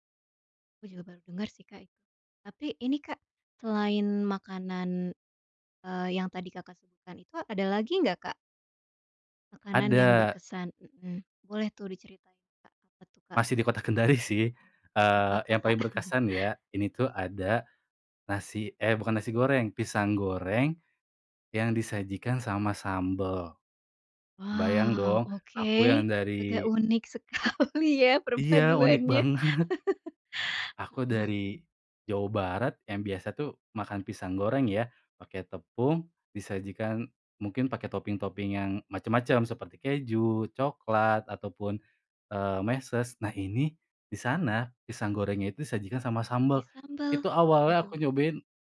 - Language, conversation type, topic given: Indonesian, podcast, Apa makanan paling enak yang pernah kamu coba saat bepergian?
- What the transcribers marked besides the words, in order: laughing while speaking: "di Kota Kendari, sih"; chuckle; laughing while speaking: "sekali, ya, perpaduannya"; laughing while speaking: "banget"; chuckle; in English: "topping-topping"